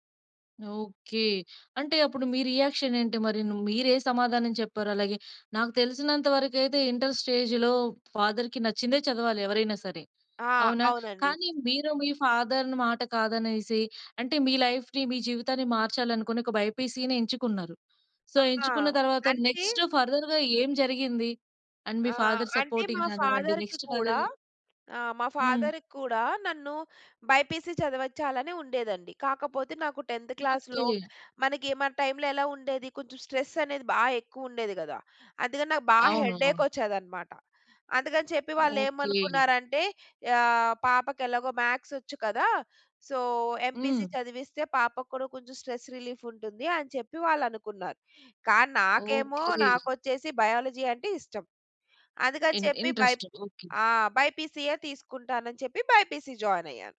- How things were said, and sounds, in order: in English: "రియాక్షన్"; in English: "స్టేజ్‌లో ఫాదర్‌కి"; in English: "ఫాదర్‌ని"; in English: "లైఫ్‌ని"; in English: "బైపీసీని"; in English: "సో"; in English: "నెక్స్ట్ ఫర్దర్‌గా"; in English: "అండ్"; in English: "ఫాదర్ సపోర్టింగ్"; in English: "ఫాదర్‌కి"; in English: "నెక్స్ట్ ఫర్దర్"; in English: "ఫాదర్‌కి"; in English: "బైపీసీ"; in English: "టెంథ్ క్లాస్‌లో"; in English: "టైమ్‌లో"; in English: "స్ట్రెస్"; in English: "హెడేక్"; in English: "మ్యాథ్స్"; in English: "సో, ఎంపీసీ"; in English: "స్ట్రెస్ రిలీఫ్"; in English: "బయాలజీ"; in English: "ఇంట్రెస్ట్"; in English: "బైపీసీయే"; in English: "బైపీసీ జాయిన్"
- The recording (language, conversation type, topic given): Telugu, podcast, చదువు ఎంపిక నీ జీవితాన్ని ఎలా మార్చింది?